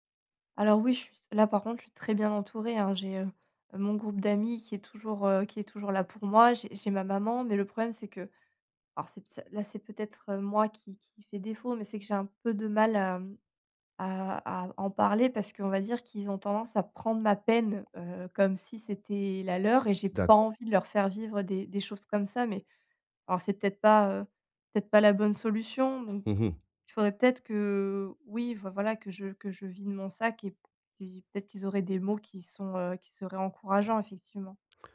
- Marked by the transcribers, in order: stressed: "très"; tapping
- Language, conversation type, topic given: French, advice, Comment puis-je retrouver l’espoir et la confiance en l’avenir ?